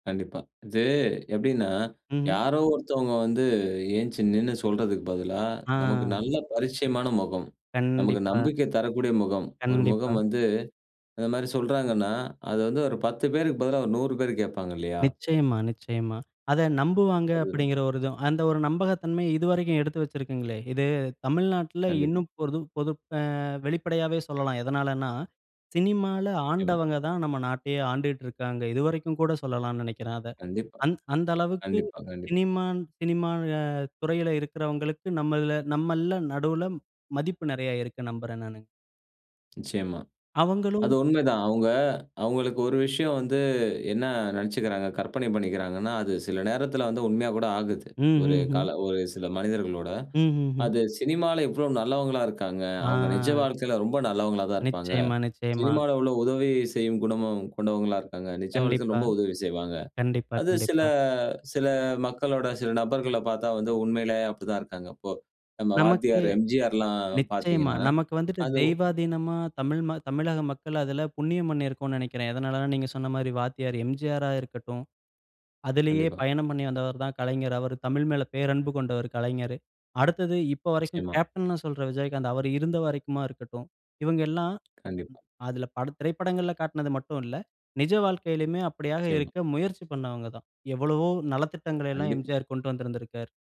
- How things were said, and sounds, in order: drawn out: "கண்டிப்பா"; drawn out: "கண்டிப்பா"; other background noise; other noise; drawn out: "ஆ"
- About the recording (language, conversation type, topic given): Tamil, podcast, சினிமா கதைகள் உங்களை ஏன் ஈர்க்கும்?